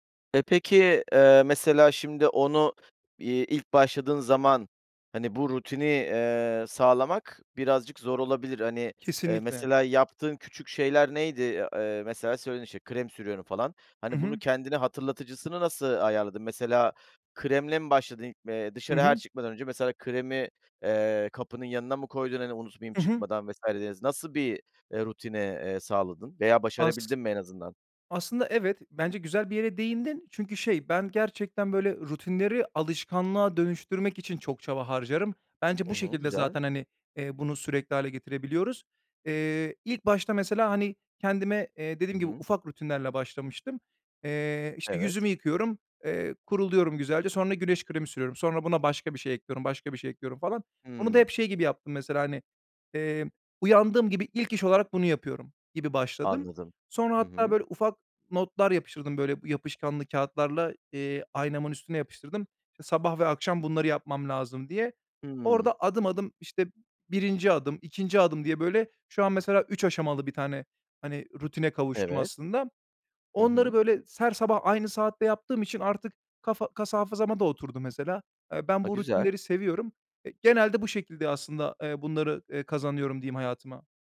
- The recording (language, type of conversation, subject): Turkish, podcast, Yeni bir şeye başlamak isteyenlere ne önerirsiniz?
- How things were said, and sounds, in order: tapping